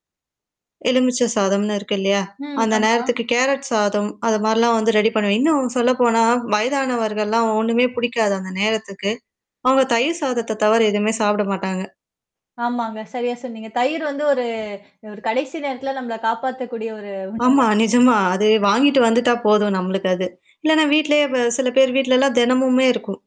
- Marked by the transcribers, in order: mechanical hum; in English: "ரெடி"; static; tapping; other noise; other background noise
- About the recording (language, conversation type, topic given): Tamil, podcast, சமையல் செய்ய நேரம் இல்லாத போது நீங்கள் பொதுவாக என்ன சாப்பிடுவீர்கள்?